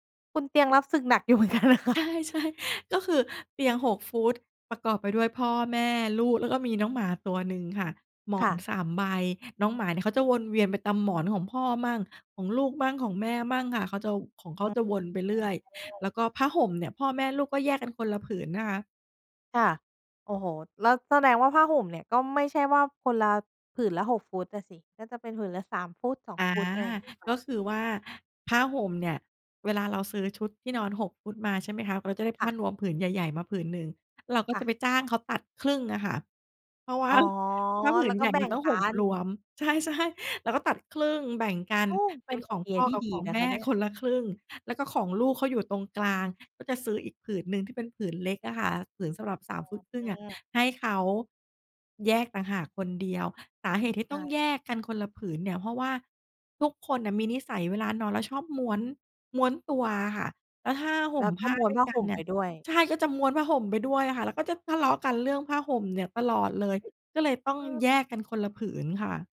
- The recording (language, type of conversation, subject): Thai, podcast, คุณออกแบบมุมนอนให้สบายได้อย่างไร?
- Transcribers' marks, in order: laughing while speaking: "เหมือนกันนะคะ"; laughing while speaking: "ใช่ ๆ"; laughing while speaking: "เพราะว่า"; laughing while speaking: "ใช่ ๆ"; joyful: "โอ้ เป็นไอเดียที่ดีนะคะเนี่ย"; other background noise